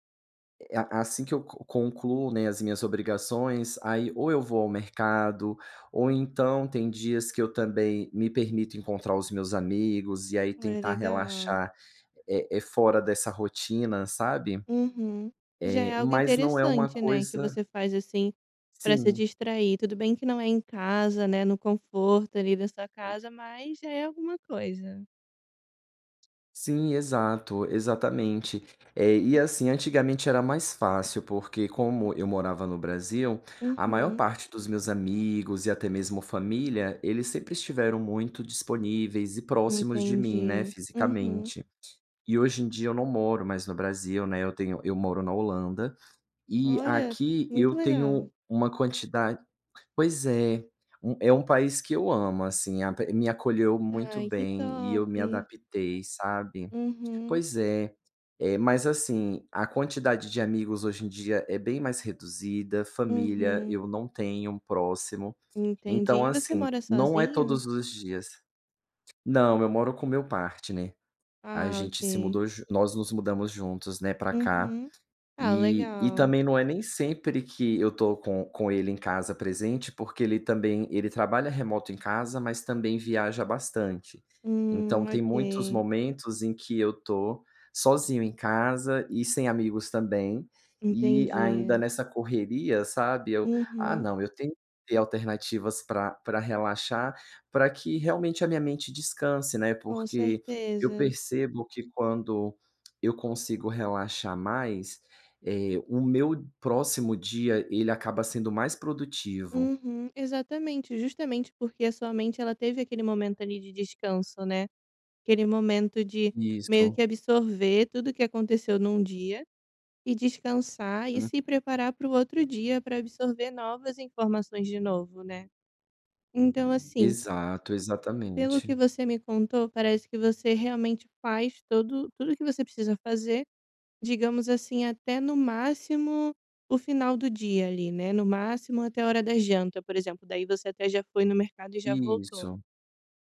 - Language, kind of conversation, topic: Portuguese, advice, Como posso relaxar em casa depois de um dia cansativo?
- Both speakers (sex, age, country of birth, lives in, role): female, 25-29, Brazil, Italy, advisor; male, 35-39, Brazil, Netherlands, user
- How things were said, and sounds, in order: unintelligible speech; tapping; in English: "partner"; unintelligible speech